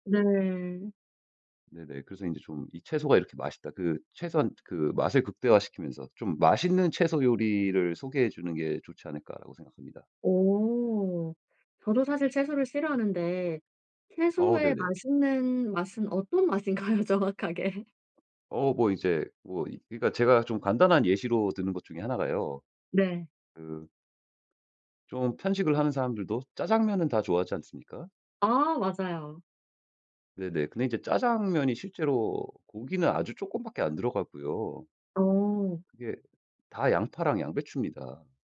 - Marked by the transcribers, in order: laughing while speaking: "맛인가요, 정확하게?"; tapping
- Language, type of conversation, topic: Korean, podcast, 채소를 더 많이 먹게 만드는 꿀팁이 있나요?